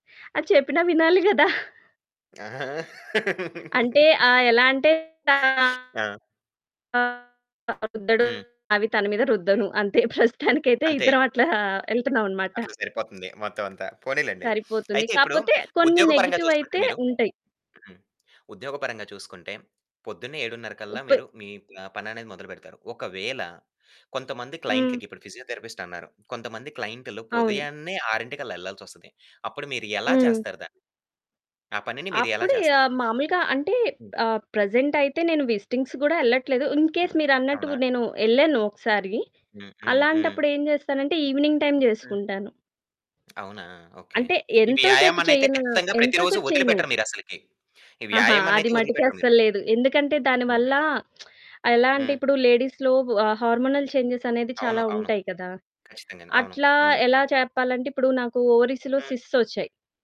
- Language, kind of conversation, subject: Telugu, podcast, ఈ పనికి మీరు సమయాన్ని ఎలా కేటాయిస్తారో వివరించగలరా?
- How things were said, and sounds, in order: giggle; laugh; unintelligible speech; chuckle; other background noise; sniff; "ఉదయాన్నే" said as "పుదయాన్నే"; in English: "ప్రెజెంట్"; in English: "విజిటింగ్స్"; in English: "ఇన్ కేస్"; in English: "ఈవెనింగ్ టైమ్"; tapping; lip smack; in English: "లేడీస్‌లో హార్మోనల్ చేంజ్స్"; in English: "ఓవరీస్‌లో సిస్ట్స్"